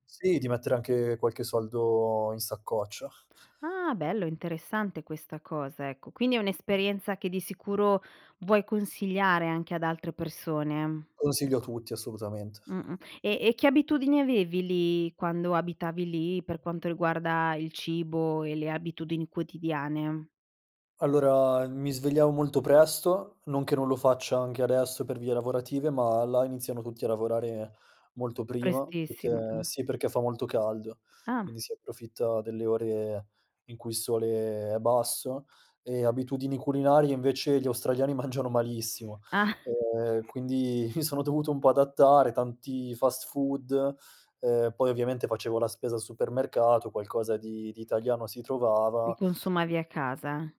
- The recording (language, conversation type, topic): Italian, podcast, Come è cambiata la tua identità vivendo in posti diversi?
- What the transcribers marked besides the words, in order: other background noise; laughing while speaking: "mangiano"; laughing while speaking: "ah"; laughing while speaking: "mi sono dovuto"